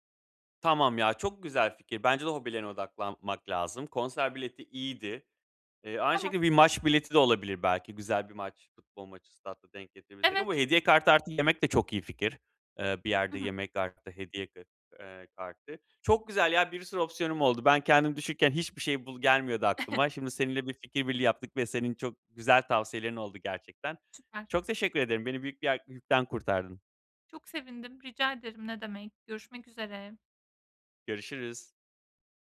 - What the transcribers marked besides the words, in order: chuckle
- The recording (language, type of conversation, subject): Turkish, advice, Hediye için iyi ve anlamlı fikirler bulmakta zorlanıyorsam ne yapmalıyım?